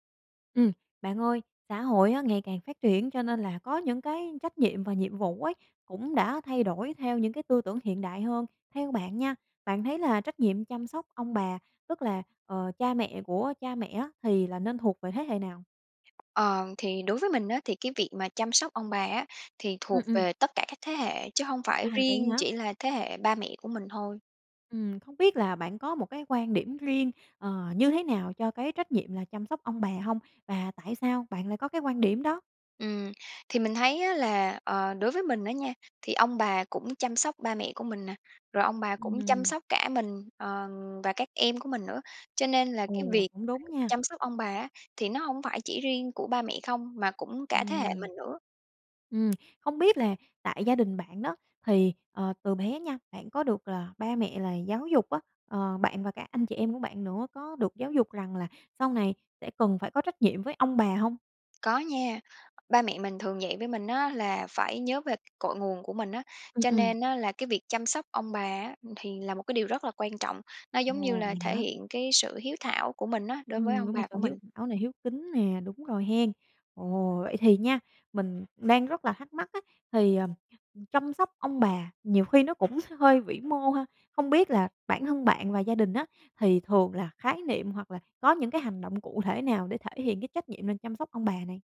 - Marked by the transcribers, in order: tapping; other background noise; unintelligible speech
- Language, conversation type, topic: Vietnamese, podcast, Bạn thấy trách nhiệm chăm sóc ông bà nên thuộc về thế hệ nào?